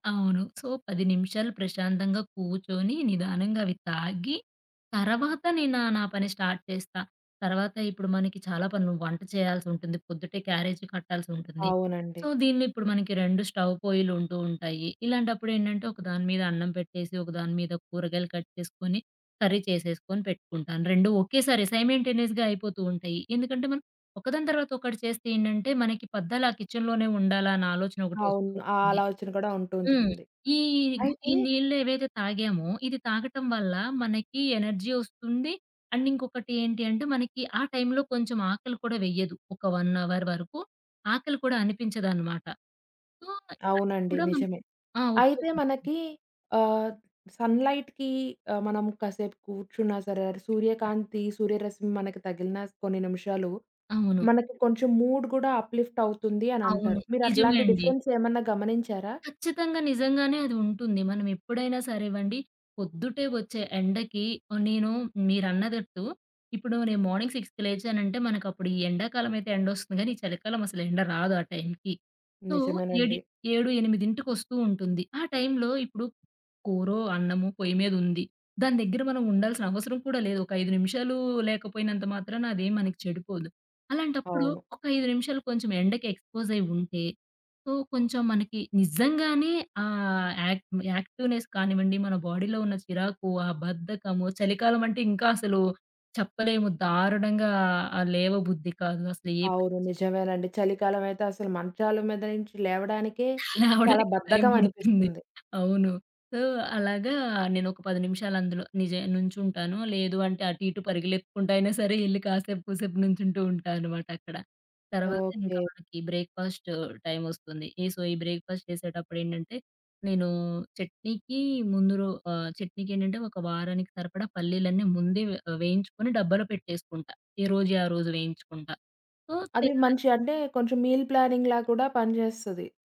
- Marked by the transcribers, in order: in English: "సో"; in English: "స్టార్ట్"; in English: "సో"; in English: "స్టవ్"; other background noise; in English: "కట్"; in English: "కర్రీ"; in English: "సైమంటేనియస్‌గా"; in English: "కిచెన్‌లోనే"; in English: "ఎనర్జీ"; in English: "అండ్"; in English: "వన్ అవర్"; in English: "సో"; in English: "సన్‌లైట్‌కి"; in English: "మూడ్"; in English: "అప్‌లిఫ్ట్"; in English: "డిఫరెన్స్"; in English: "మార్నింగ్ సిక్స్‌కి"; in English: "సో"; in English: "సో"; in English: "యాక్ యాక్టివ్‌నెస్"; in English: "బాడీలో"; laughing while speaking: "లేవడానికి టైం బడుతుంది"; in English: "సో"; "పరుగులెత్తుకుంటా" said as "పరుగులెప్పుకుంటా"; in English: "బ్రేక్‌ఫాస్ట్"; in English: "సో"; in English: "బ్రేక్‌ఫాస్ట్"; in English: "చట్నీకి"; in English: "సో"; in English: "మీల్ ప్లానింగ్‌లా"
- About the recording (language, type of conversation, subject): Telugu, podcast, ఉదయం ఎనర్జీ పెరగడానికి మీ సాధారణ అలవాట్లు ఏమిటి?